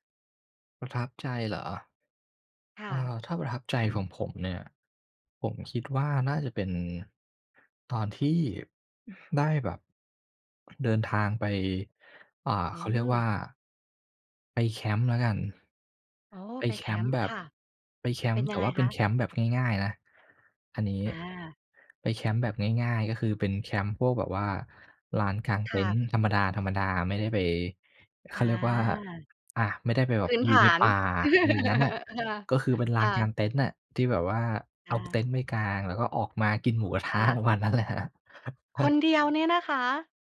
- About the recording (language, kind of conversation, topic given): Thai, podcast, เคยเดินทางคนเดียวแล้วเป็นยังไงบ้าง?
- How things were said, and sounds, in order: other background noise; laugh; laughing while speaking: "กระทะ ประมาณนั้นแหละครับ"; chuckle